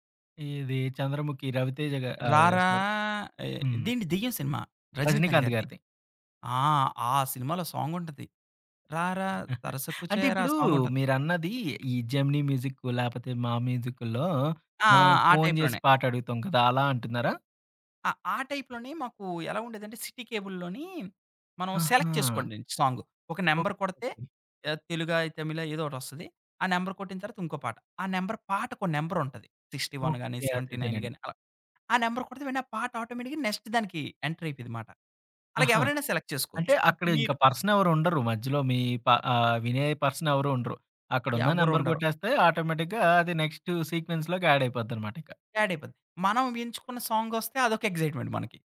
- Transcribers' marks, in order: singing: "రారా"; chuckle; in English: "టైప్‌లోనే"; in English: "టైప్‌లోనే"; in English: "సెలెక్ట్"; in English: "నంబర్"; other background noise; in English: "నంబర్"; in English: "నంబర్"; in English: "సిక్స్టీ వన్"; in English: "సెవెంటీ నైన్"; in English: "నంబర్"; in English: "ఆటోమేటిక్‌గా, నెక్స్ట్"; in English: "ఎంటర్"; in English: "సెలెక్ట్"; in English: "పర్సన్"; in English: "పర్సన్"; in English: "నంబర్"; in English: "ఆటోమేటిక్‌గా"; in English: "నెక్స్ట్ సీక్వెన్స్‌లోకి యాడ్"; in English: "యాడ్"; in English: "ఎక్సైట్మెంట్"
- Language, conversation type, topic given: Telugu, podcast, మీ జీవితాన్ని ప్రతినిధ్యం చేసే నాలుగు పాటలను ఎంచుకోవాలంటే, మీరు ఏ పాటలను ఎంచుకుంటారు?